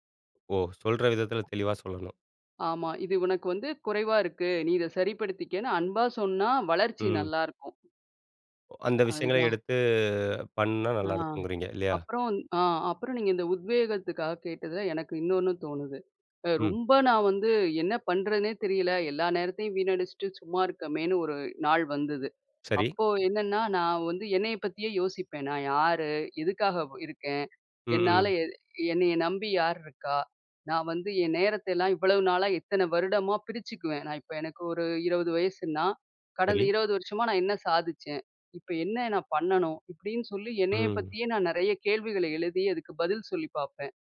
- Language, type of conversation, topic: Tamil, podcast, உத்வேகம் இல்லாதபோது நீங்கள் உங்களை எப்படி ஊக்கப்படுத்திக் கொள்வீர்கள்?
- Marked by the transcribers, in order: other background noise; drawn out: "எடுத்து"